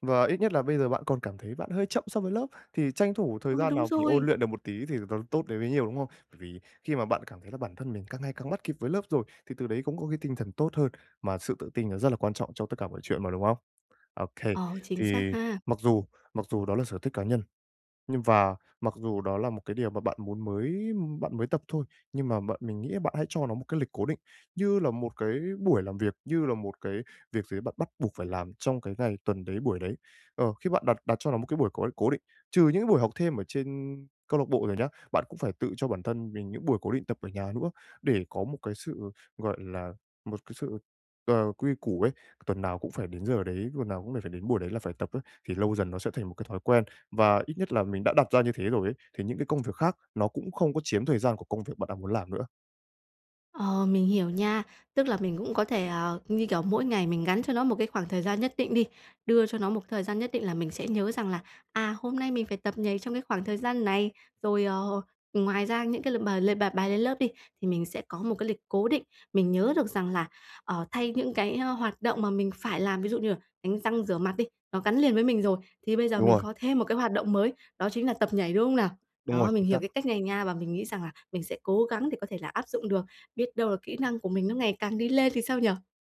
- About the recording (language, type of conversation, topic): Vietnamese, advice, Làm sao để tìm thời gian cho sở thích cá nhân của mình?
- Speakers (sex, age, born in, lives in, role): female, 50-54, Vietnam, Vietnam, user; male, 20-24, Vietnam, Japan, advisor
- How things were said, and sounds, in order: tapping; other background noise